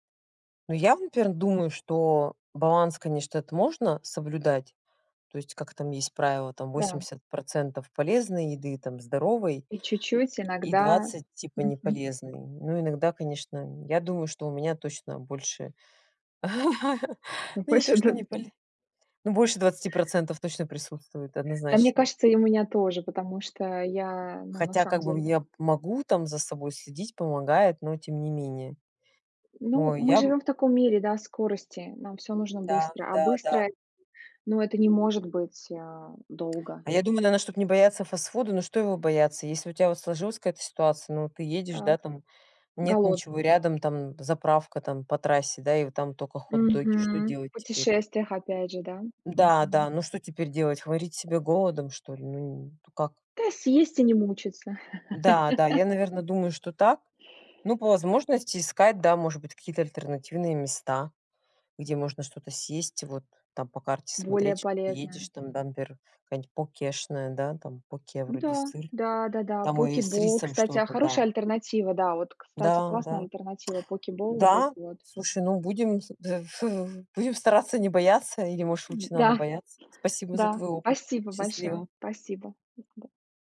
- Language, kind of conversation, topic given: Russian, unstructured, Почему многие боятся есть фастфуд?
- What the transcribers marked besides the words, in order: other background noise; tapping; laugh; laugh; in English: "Poke Bowl"; lip smack; in English: "Poke Bowl"; unintelligible speech